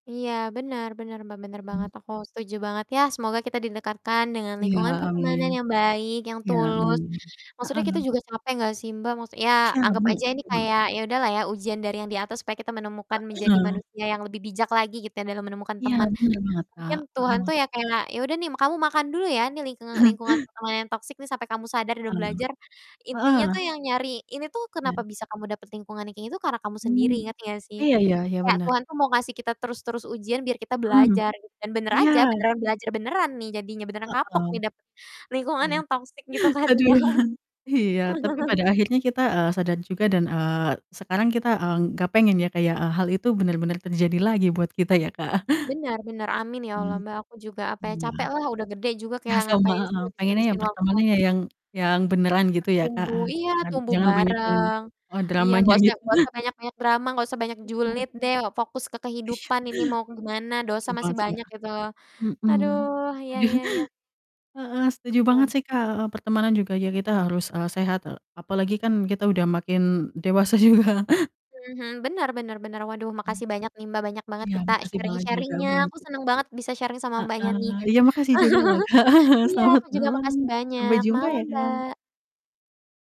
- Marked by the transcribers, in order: static; distorted speech; other background noise; tapping; chuckle; laughing while speaking: "Aduh"; laughing while speaking: "kan ya"; laugh; chuckle; laughing while speaking: "sama"; laughing while speaking: "gitu"; laughing while speaking: "Iya"; laughing while speaking: "juga"; in English: "sharing-sharing-nya"; in English: "sharing"; chuckle; laughing while speaking: "Selamat"; laugh
- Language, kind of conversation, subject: Indonesian, unstructured, Apakah ada kenangan lama yang kamu harap tidak pernah terjadi?